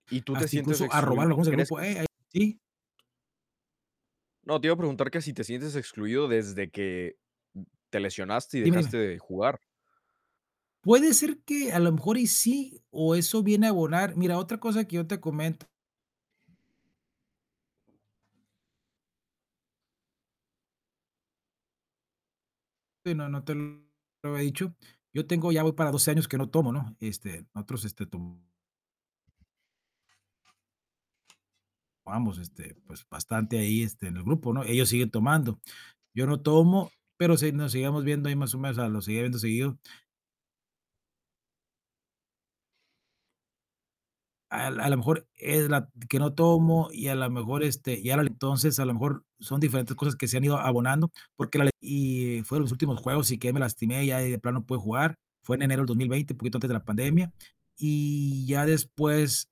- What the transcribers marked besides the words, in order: distorted speech; tapping; other noise; static; other background noise
- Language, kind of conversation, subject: Spanish, advice, ¿Cómo te has sentido cuando tus amigos hacen planes sin avisarte y te sientes excluido?